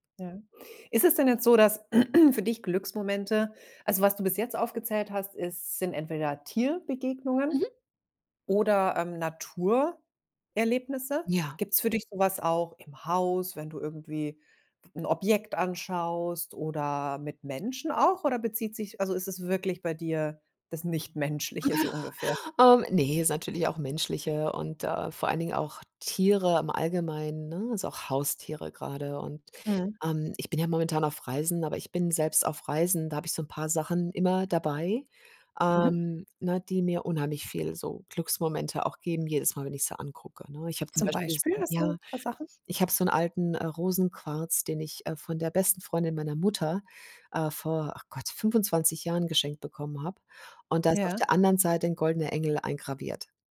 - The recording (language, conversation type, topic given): German, podcast, Wie findest du kleine Glücksmomente im Alltag?
- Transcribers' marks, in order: throat clearing; laughing while speaking: "nicht Menschliche"; chuckle; unintelligible speech